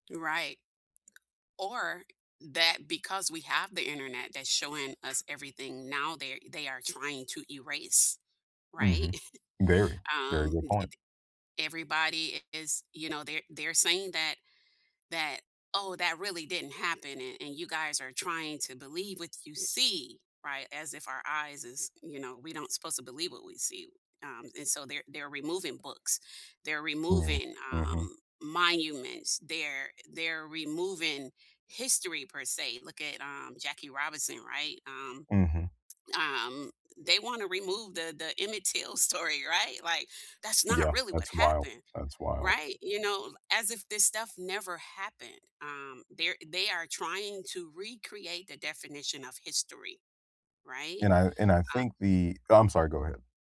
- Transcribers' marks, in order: tapping; chuckle; other background noise
- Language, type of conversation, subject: English, unstructured, How do you think history influences current events?
- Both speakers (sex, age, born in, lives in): female, 50-54, United States, United States; male, 35-39, United States, United States